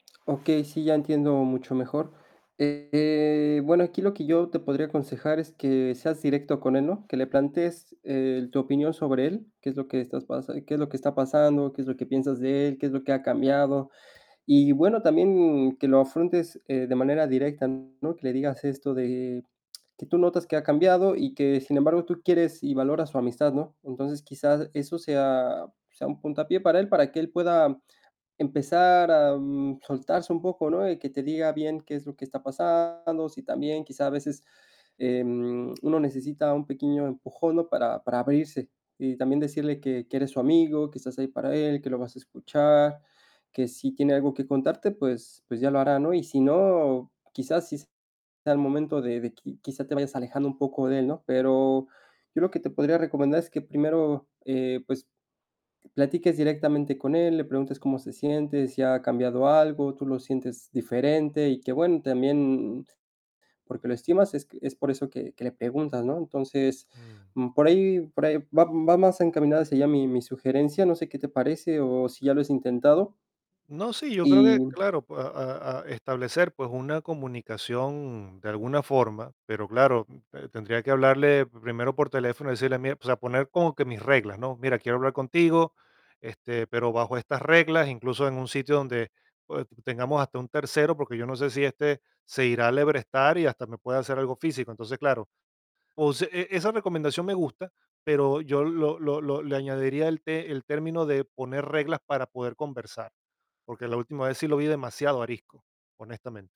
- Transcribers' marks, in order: distorted speech; other noise; tapping; other background noise
- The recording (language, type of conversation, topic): Spanish, advice, ¿Cómo puedo terminar una amistad tóxica de manera respetuosa?